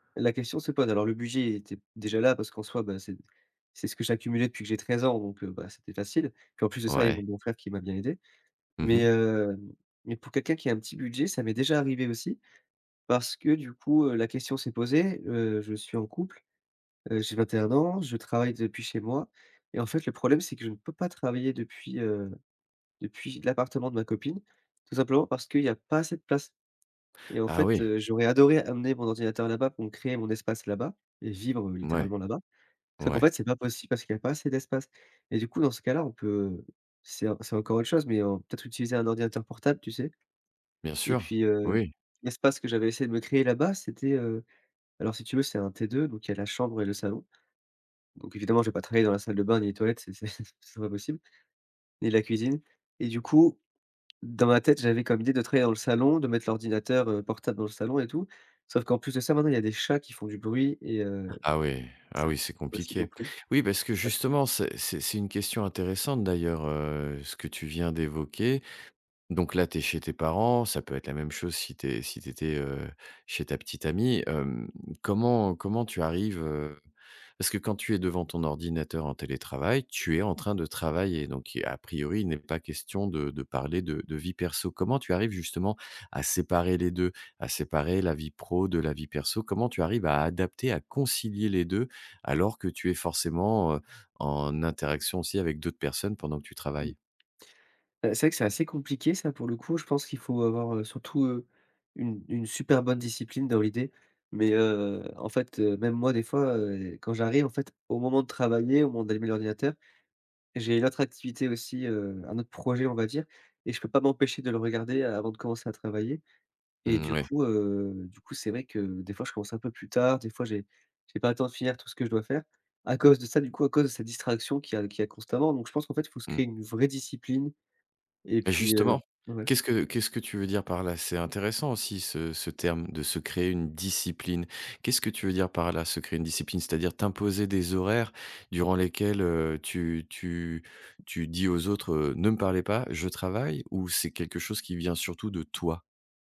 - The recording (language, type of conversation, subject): French, podcast, Comment aménages-tu ton espace de travail pour télétravailler au quotidien ?
- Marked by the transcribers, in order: stressed: "pas assez de place"; chuckle; stressed: "concilier"; tapping; stressed: "vraie"; stressed: "discipline"; stressed: "toi"